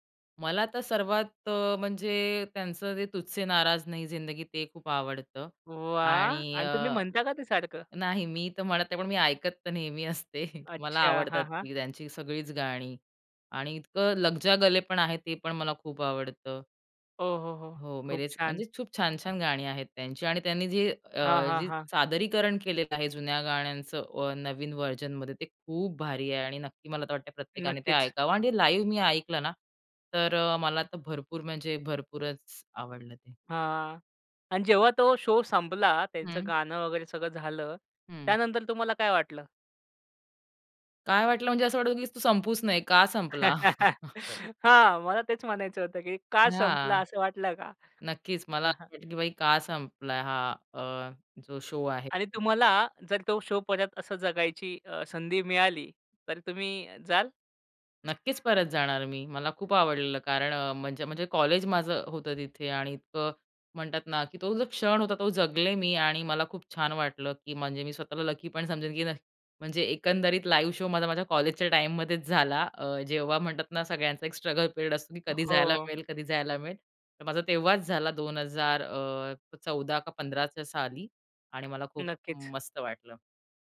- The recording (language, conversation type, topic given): Marathi, podcast, तुम्हाला कोणती थेट सादरीकरणाची आठवण नेहमी लक्षात राहिली आहे?
- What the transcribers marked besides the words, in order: in Hindi: "तुझसे नाराज नही ज़िंदगी"; in Hindi: "लगजा गले"; in English: "व्हर्जनमध्ये"; in English: "लाईव्ह"; in English: "शो"; chuckle; in English: "शो"; in English: "शो"; in English: "लाईव्ह शो"; in English: "स्ट्रगल पिरियड"